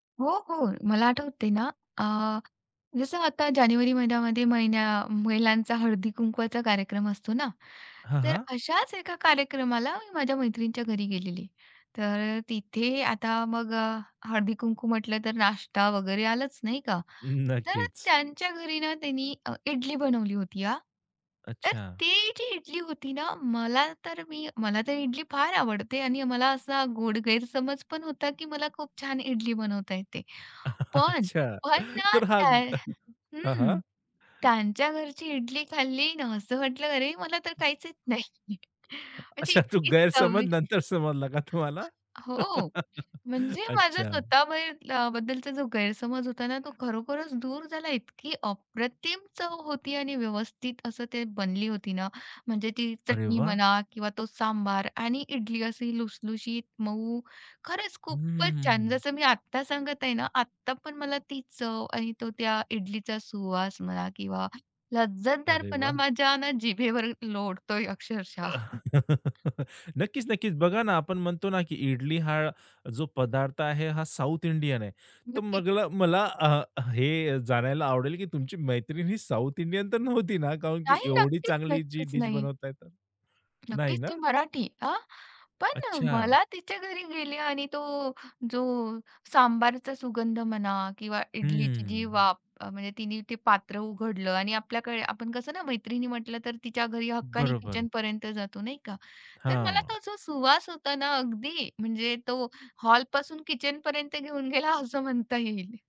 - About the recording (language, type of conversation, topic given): Marathi, podcast, तुम्हाला कधी एखादी अनपेक्षित चव खूप आवडली आहे का?
- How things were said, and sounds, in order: other background noise; tapping; chuckle; unintelligible speech; laughing while speaking: "तो गैरसमज नंतर समजलं का तुम्हाला?"; chuckle; laugh; other noise; chuckle; laughing while speaking: "अक्षरशः"; laughing while speaking: "तर नव्हती ना?"; "कारण" said as "काउन"; laughing while speaking: "घेऊन गेला असं म्हणता येईल"